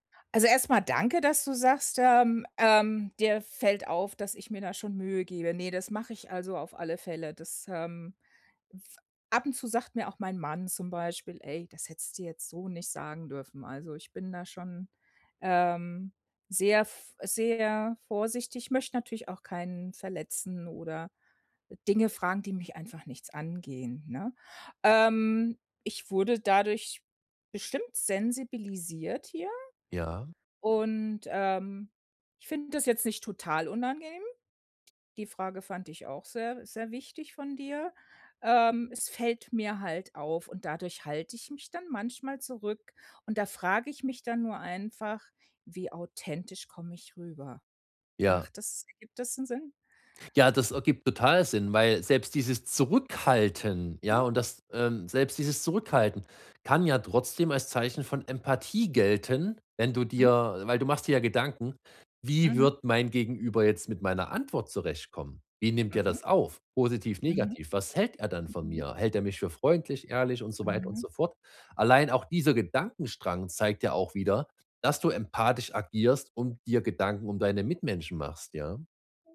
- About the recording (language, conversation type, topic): German, advice, Wie kann ich ehrlich meine Meinung sagen, ohne andere zu verletzen?
- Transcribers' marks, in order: stressed: "Zurückhalten"